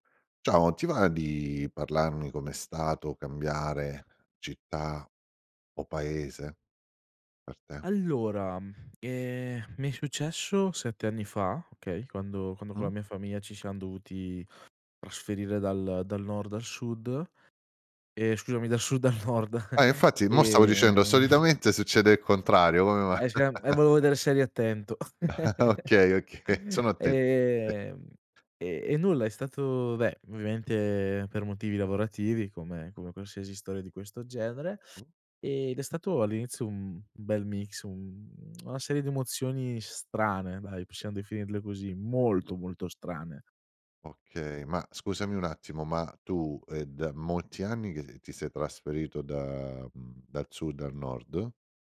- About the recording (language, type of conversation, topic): Italian, podcast, Hai mai scelto di cambiare città o paese? Com'è stato?
- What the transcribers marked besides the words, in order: tapping; laughing while speaking: "Sud al Nord"; drawn out: "ehm"; unintelligible speech; laughing while speaking: "mai?"; chuckle; drawn out: "Ehm"; laughing while speaking: "okay"